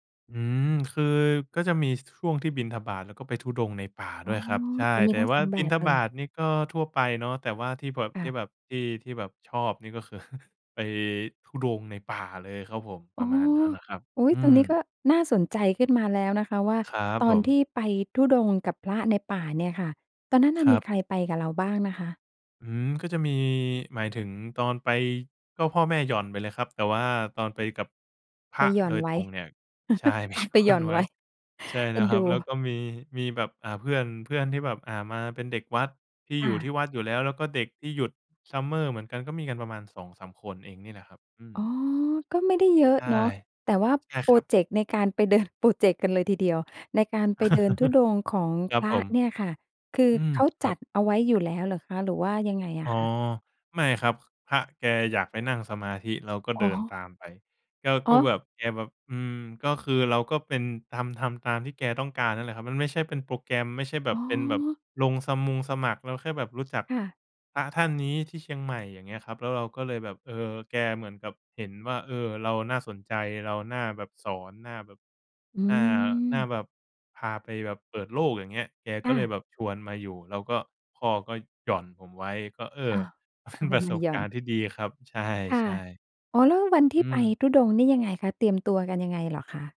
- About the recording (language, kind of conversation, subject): Thai, podcast, คุณมีเรื่องผจญภัยกลางธรรมชาติที่ประทับใจอยากเล่าให้ฟังไหม?
- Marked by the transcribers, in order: chuckle; anticipating: "อ้อ อุ๊ย ! ตรงนี้ก็น่าสนใจขึ้นมาแล้วนะคะ"; laughing while speaking: "ไปหย่อน"; laugh; laughing while speaking: "เอาไปหย่อนไว้"; laughing while speaking: "เดิน"; laugh; laughing while speaking: "เป็น"